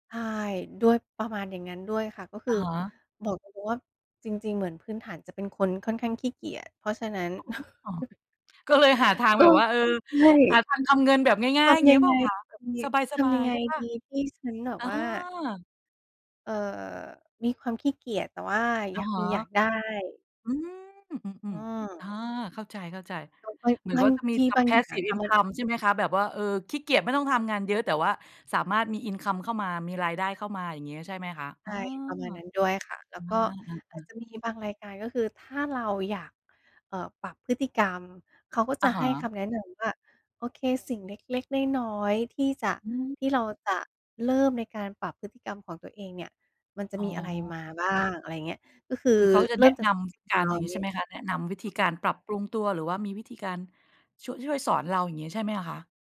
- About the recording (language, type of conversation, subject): Thai, podcast, คุณมักหาแรงบันดาลใจมาจากที่ไหนบ้าง?
- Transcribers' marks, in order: chuckle; unintelligible speech; other background noise